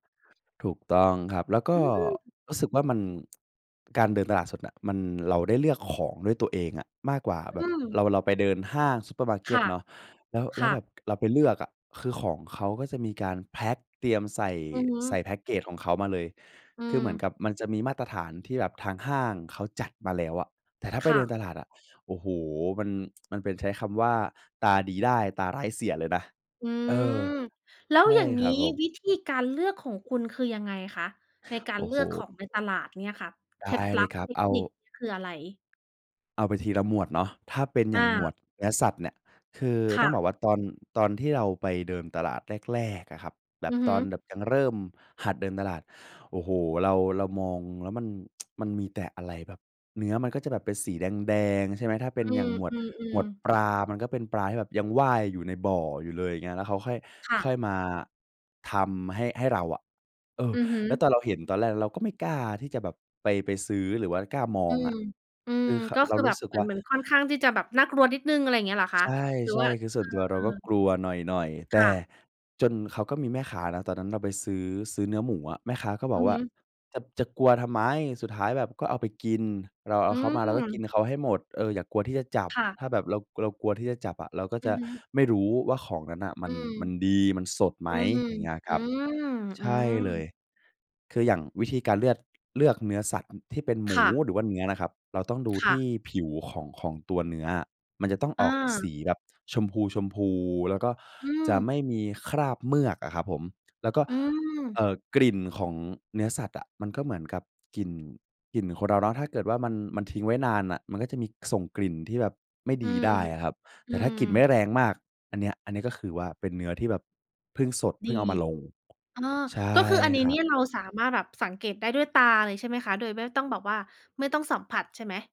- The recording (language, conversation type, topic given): Thai, podcast, วิธีเลือกวัตถุดิบสดที่ตลาดมีอะไรบ้าง?
- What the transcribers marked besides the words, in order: other noise; tsk